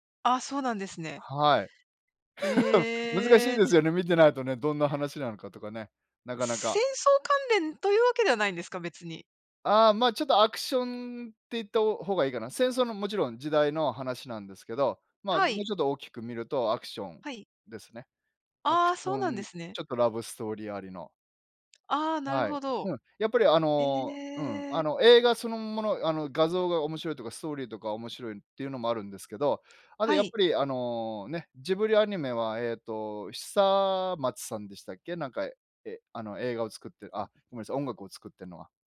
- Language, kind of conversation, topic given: Japanese, unstructured, 好きな映画のジャンルは何ですか？
- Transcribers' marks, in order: chuckle; other background noise